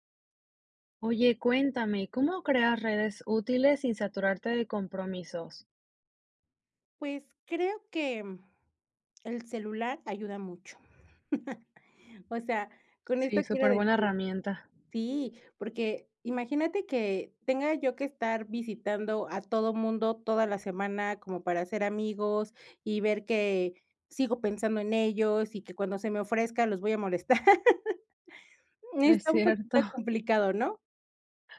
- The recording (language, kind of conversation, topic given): Spanish, podcast, ¿Cómo creas redes útiles sin saturarte de compromisos?
- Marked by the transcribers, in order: chuckle; laugh